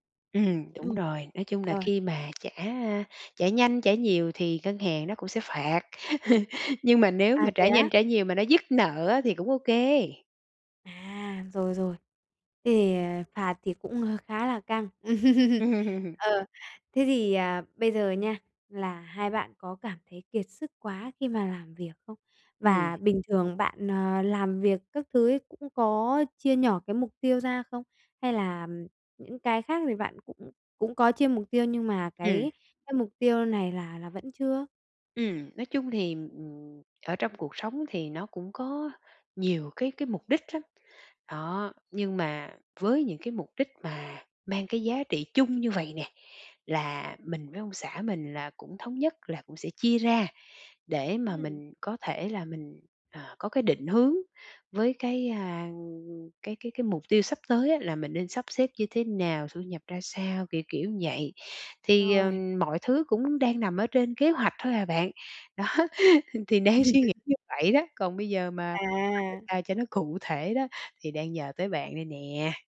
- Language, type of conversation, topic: Vietnamese, advice, Làm sao để chia nhỏ mục tiêu cho dễ thực hiện?
- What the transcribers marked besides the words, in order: other background noise; chuckle; laugh; background speech; laugh; tapping; "như" said as "ừn"; laughing while speaking: "đó"; chuckle; laugh; unintelligible speech